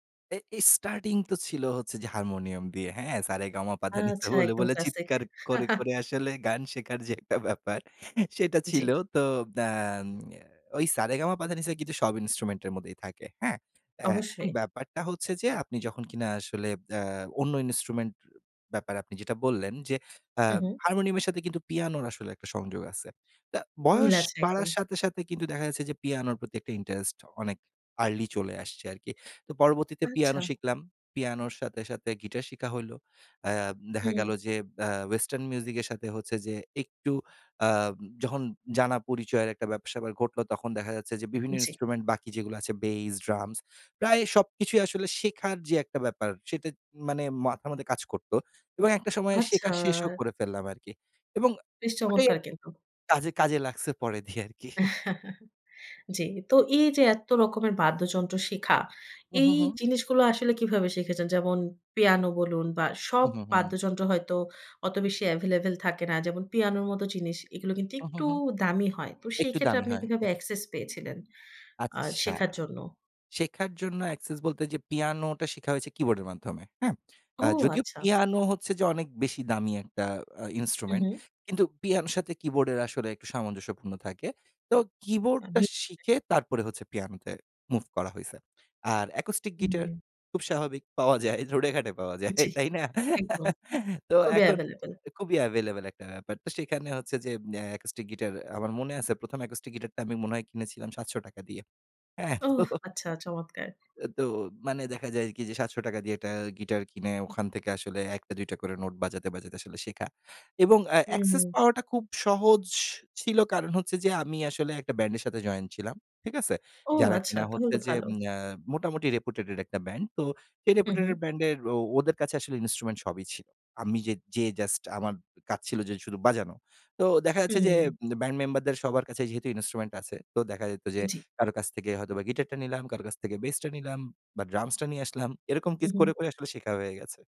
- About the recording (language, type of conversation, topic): Bengali, podcast, তুমি কি কখনো কোনো শখ শুরু করে সেটাই পেশায় বদলে ফেলেছ?
- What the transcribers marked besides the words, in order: laughing while speaking: "সা বলে, বলে চিৎকার করে … ব্যাপার, সেটা ছিল"; chuckle; chuckle; laughing while speaking: "পাওয়া যায়। রোডে ঘাটে পাওয়া যায়। তাই না?"; giggle